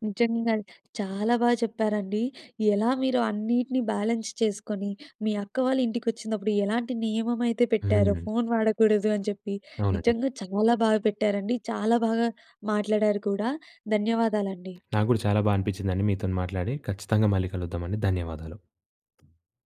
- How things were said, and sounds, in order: in English: "బ్యాలెన్స్"; other background noise
- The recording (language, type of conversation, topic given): Telugu, podcast, పని, వ్యక్తిగత జీవితాల కోసం ఫోన్‑ఇతర పరికరాల వినియోగానికి మీరు ఏ విధంగా హద్దులు పెట్టుకుంటారు?